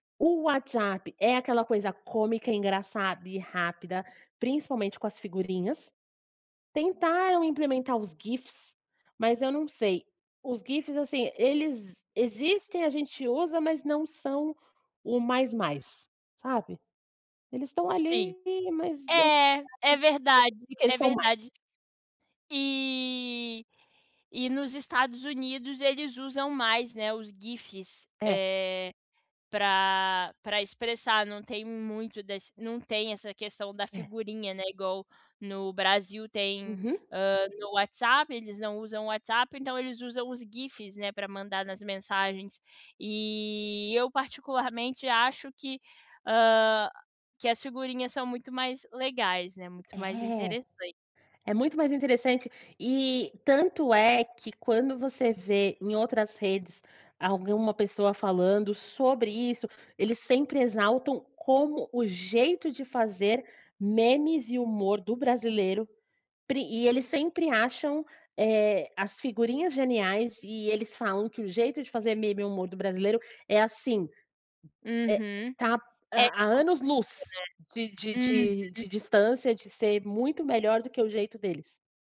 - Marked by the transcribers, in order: drawn out: "E"; unintelligible speech; tapping; drawn out: "e"
- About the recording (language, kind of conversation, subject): Portuguese, podcast, O que faz um meme atravessar diferentes redes sociais e virar referência cultural?